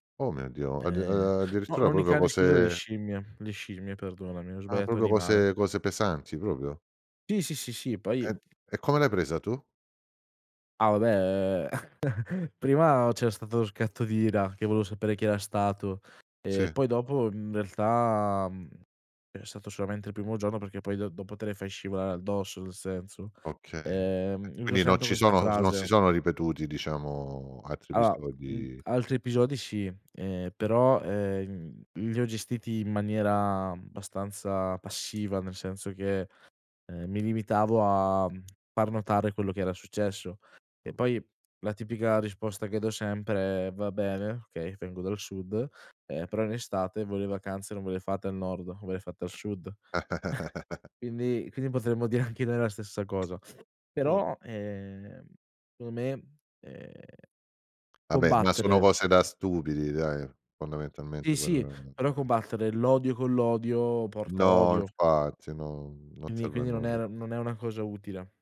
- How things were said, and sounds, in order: "proprio" said as "propio"; other background noise; drawn out: "uhm"; chuckle; drawn out: "diciamo"; "Allora" said as "alloa"; drawn out: "episodi"; drawn out: "ehm"; drawn out: "maniera"; chuckle; laughing while speaking: "dire"; drawn out: "ehm"; drawn out: "eh"; tapping; unintelligible speech
- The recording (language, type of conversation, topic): Italian, podcast, Hai mai scelto di cambiare città o paese? Com'è stato?